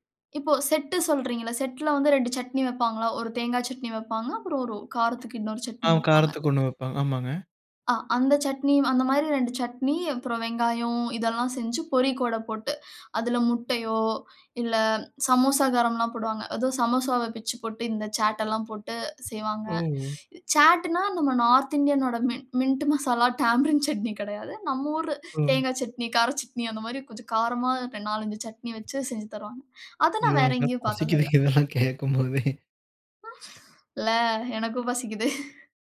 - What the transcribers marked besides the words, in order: other background noise; inhale; teeth sucking; in English: "மின்ட்"; in English: "டாம்பரின்"; inhale; unintelligible speech; unintelligible speech; laughing while speaking: "கேட்கும்போதே"
- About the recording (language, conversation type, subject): Tamil, podcast, ஒரு ஊரின் உணவுப் பண்பாடு பற்றி உங்கள் கருத்து என்ன?